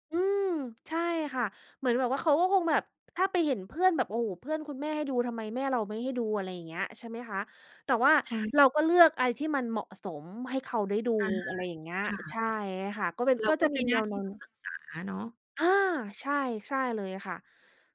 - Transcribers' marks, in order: none
- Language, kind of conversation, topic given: Thai, podcast, คุณจัดการเวลาอยู่หน้าจอของลูกหลานอย่างไรให้สมดุล?